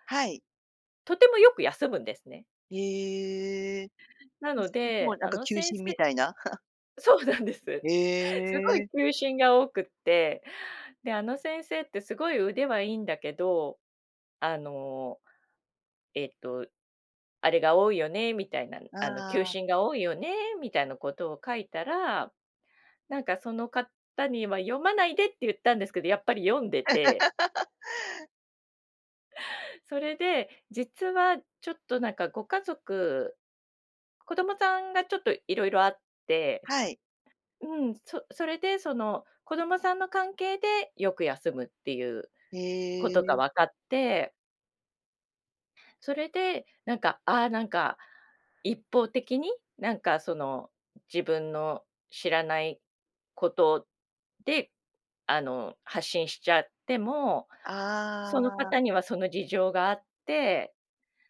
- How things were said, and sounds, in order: scoff; laugh; drawn out: "ああ"
- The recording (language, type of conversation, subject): Japanese, podcast, SNSでの言葉づかいには普段どのくらい気をつけていますか？